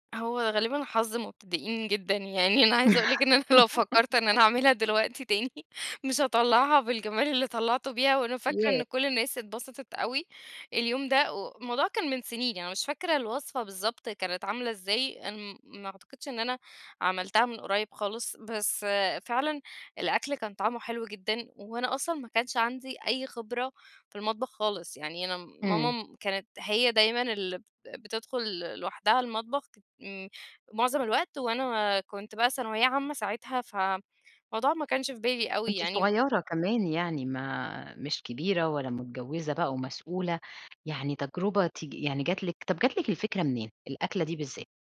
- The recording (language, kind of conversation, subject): Arabic, podcast, شو الأدوات البسيطة اللي بتسهّل عليك التجريب في المطبخ؟
- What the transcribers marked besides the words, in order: laughing while speaking: "يعني أنا عايزة أقول لِك … أعملها دلوقتي تاني"; laugh